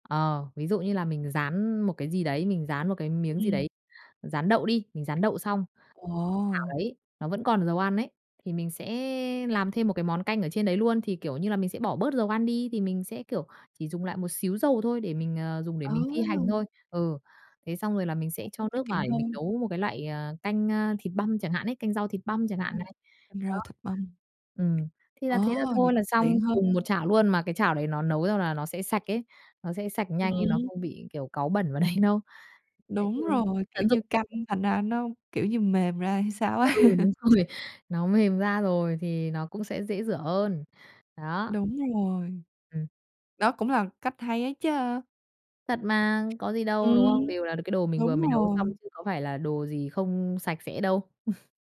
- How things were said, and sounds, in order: tapping; other background noise; laughing while speaking: "đấy"; bird; laughing while speaking: "á"; laugh; laughing while speaking: "rồi"; chuckle
- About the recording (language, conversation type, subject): Vietnamese, podcast, Bạn làm thế nào để chuẩn bị một bữa ăn vừa nhanh vừa lành mạnh?